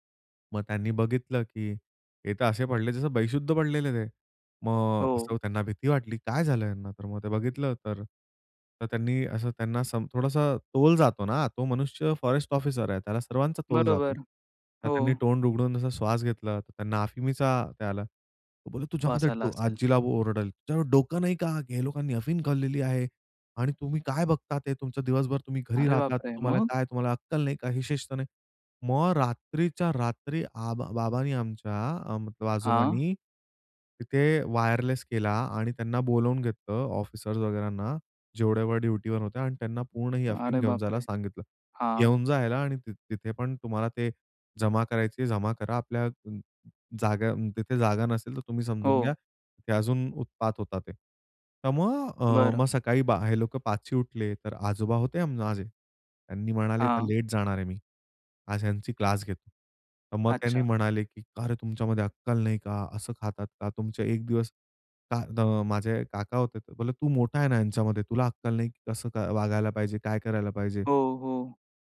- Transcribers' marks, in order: "बेशुद्ध" said as "बैशुद्ध"; in English: "फॉरेस्ट ऑफिसर"; unintelligible speech; put-on voice: "तुझ्याकडे डोकं नाही का? ह्या … हे शिस्त नाही"; unintelligible speech
- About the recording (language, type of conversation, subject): Marathi, podcast, तुझ्या पूर्वजांबद्दल ऐकलेली एखादी गोष्ट सांगशील का?